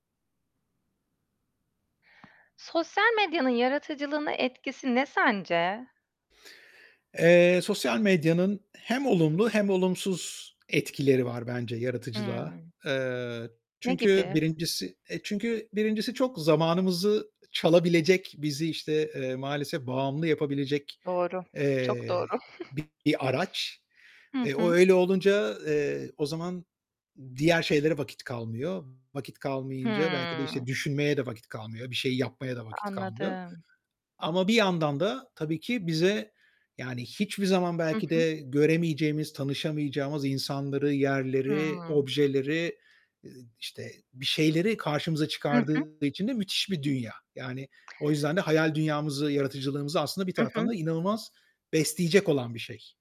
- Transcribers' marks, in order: other background noise; static; distorted speech; chuckle; tapping
- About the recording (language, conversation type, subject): Turkish, podcast, Sosyal medyanın yaratıcılık üzerindeki etkisi hakkında ne düşünüyorsun?